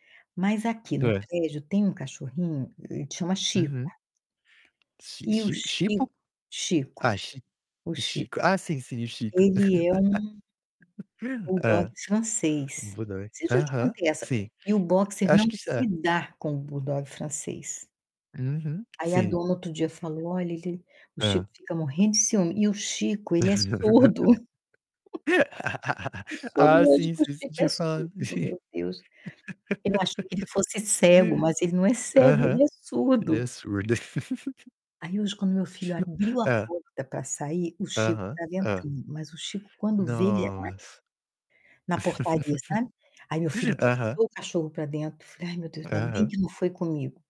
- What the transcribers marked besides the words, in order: tapping; laugh; distorted speech; laugh; chuckle; laugh; laugh; laugh
- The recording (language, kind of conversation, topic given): Portuguese, unstructured, Quais são os benefícios de brincar com os animais?